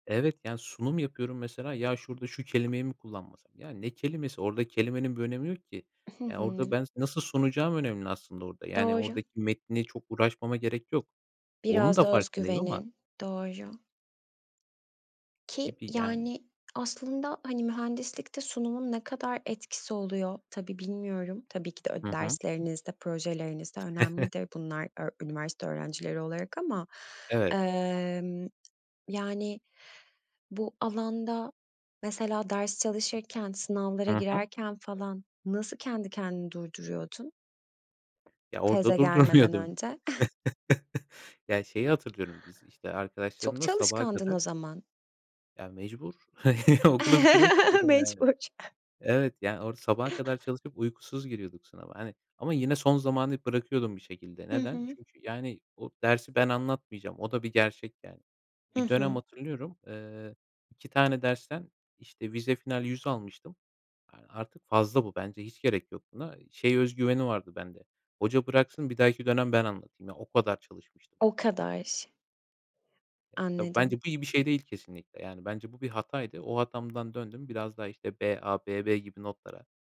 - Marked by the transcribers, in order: other background noise; other noise; tapping; chuckle; laughing while speaking: "durdurmuyordum"; laugh; giggle; laughing while speaking: "okulu bitirmek istiyordum, yani"; laugh
- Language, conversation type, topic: Turkish, podcast, Mükemmeliyetçilik üretkenliği nasıl etkiler ve bunun üstesinden nasıl gelinebilir?